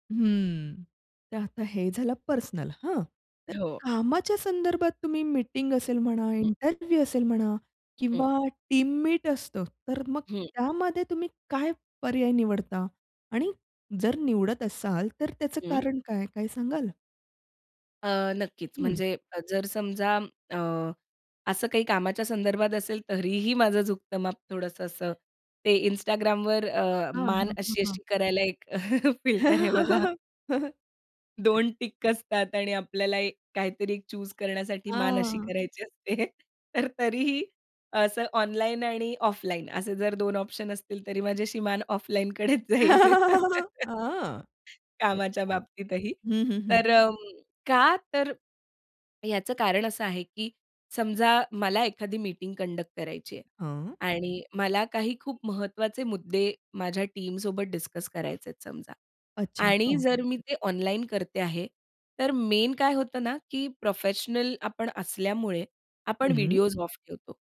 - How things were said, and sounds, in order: other background noise; in English: "इंटरव्ह्यू"; in English: "टीम"; chuckle; laughing while speaking: "फिल्टर आहे बघा"; chuckle; in English: "चूज़"; laughing while speaking: "करायची असते"; chuckle; laughing while speaking: "जाईल"; laugh; in English: "कंडक्ट"; horn; in English: "टीमसोबत"; in English: "मेन"
- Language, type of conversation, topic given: Marathi, podcast, ऑनलाइन आणि प्रत्यक्ष संवाद यात तुम्हाला काय अधिक पसंत आहे?